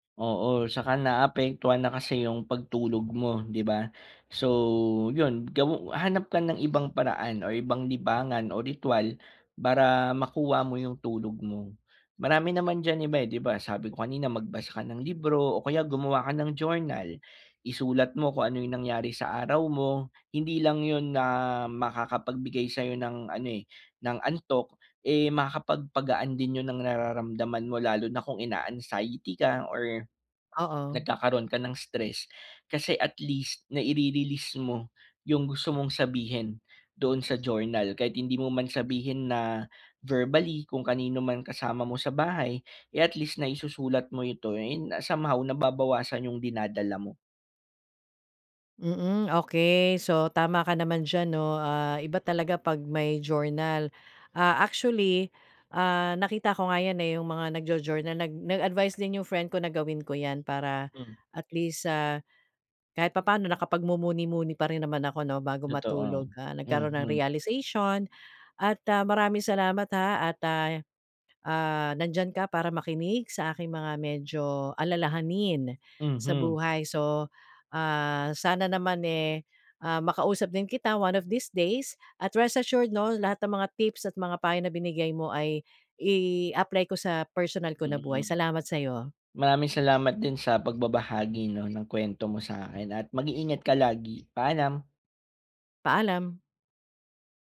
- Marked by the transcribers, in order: drawn out: "So"; bird; tapping; other background noise
- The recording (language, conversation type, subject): Filipino, advice, Paano ako makakabuo ng simpleng ritwal bago matulog para mas gumanda ang tulog ko?